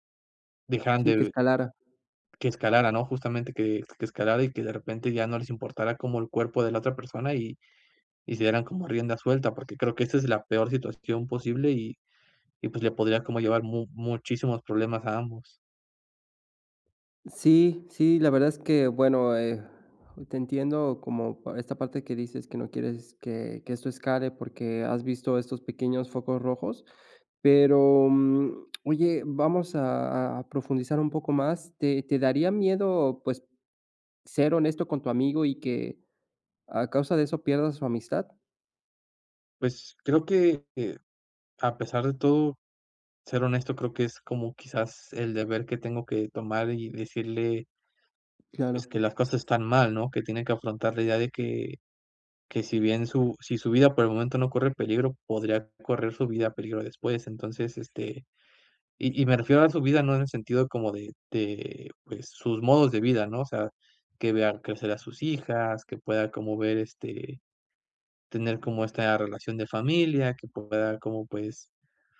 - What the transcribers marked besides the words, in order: none
- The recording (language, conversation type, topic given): Spanish, advice, ¿Cómo puedo expresar mis sentimientos con honestidad a mi amigo sin que terminemos peleando?